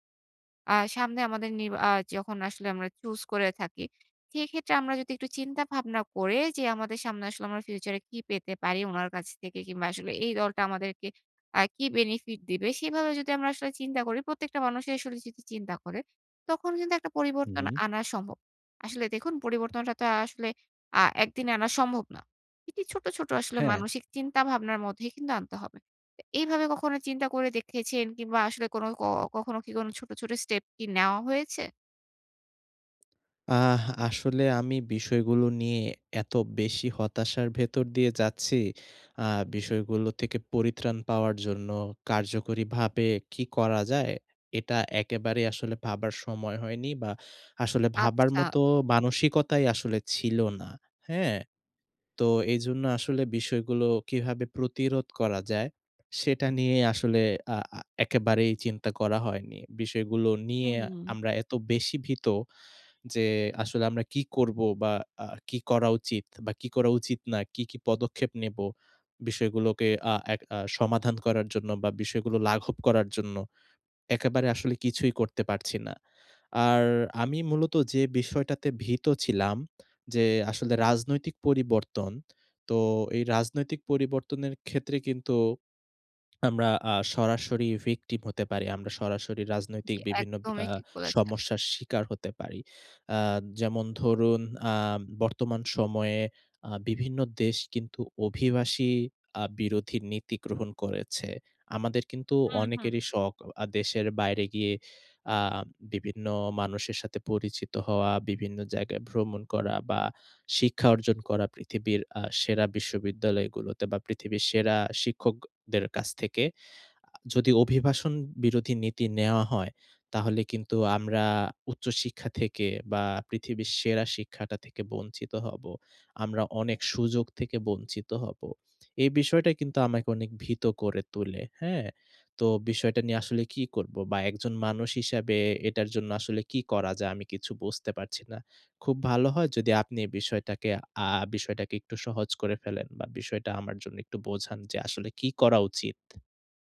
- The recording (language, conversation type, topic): Bengali, advice, বৈশ্বিক সংকট বা রাজনৈতিক পরিবর্তনে ভবিষ্যৎ নিয়ে আপনার উদ্বেগ কী?
- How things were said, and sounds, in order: "অভিবাসন" said as "অভিভাষণ"